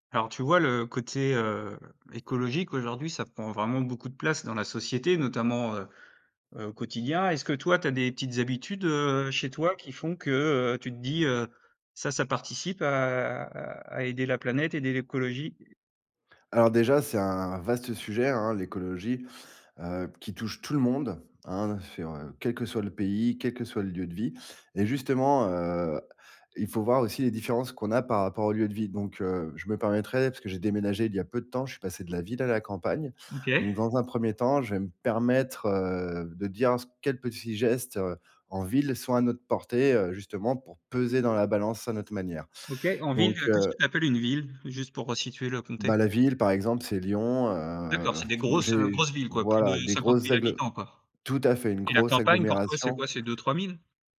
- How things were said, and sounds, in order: drawn out: "à"; "petits" said as "petsits"
- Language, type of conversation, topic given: French, podcast, Quelles petites actions quotidiennes, selon toi, aident vraiment la planète ?